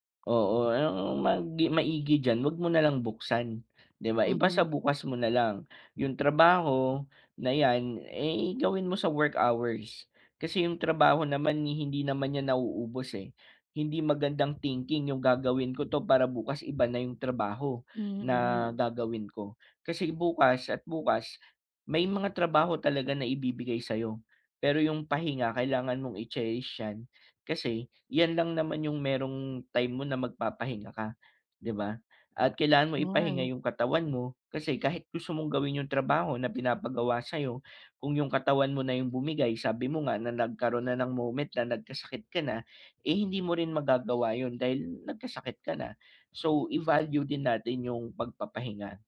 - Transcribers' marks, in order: tapping; other background noise
- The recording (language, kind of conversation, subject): Filipino, advice, Ano ang mga alternatibong paraan para makapagpahinga bago matulog?